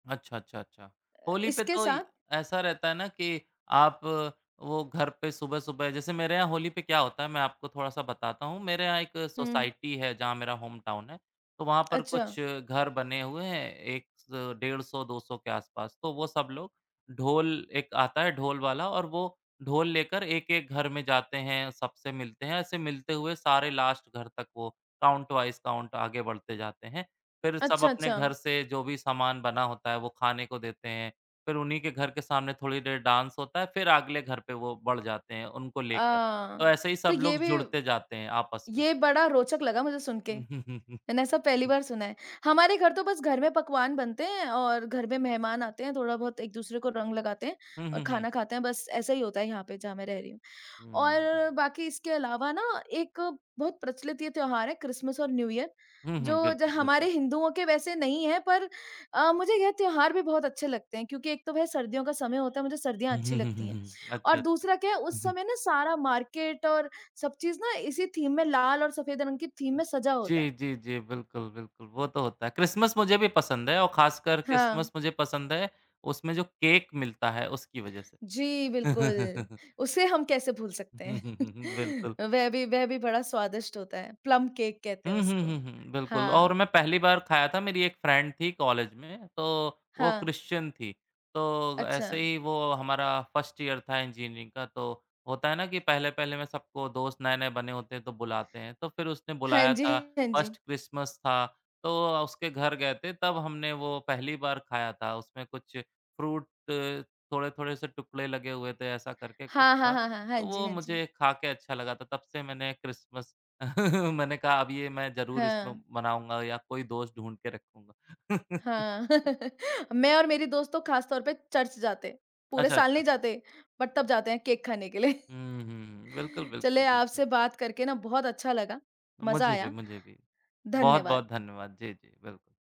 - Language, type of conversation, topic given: Hindi, unstructured, आपके लिए सबसे खास धार्मिक या सांस्कृतिक त्योहार कौन-सा है?
- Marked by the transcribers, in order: in English: "सोसाइटी"; in English: "होम टाउन"; tapping; in English: "लास्ट"; in English: "काउंट वाइज़ काउंट"; in English: "डांस"; "अगले" said as "आकले"; chuckle; in English: "न्यू ईयर"; chuckle; chuckle; in English: "मार्केट"; in English: "थीम"; in English: "थीम"; chuckle; in English: "फ्रेंड"; in English: "फ़र्स्ट ईयर"; in English: "फ़र्स्ट"; in English: "फ्रूट"; chuckle; chuckle; in English: "बट"; laughing while speaking: "लिए"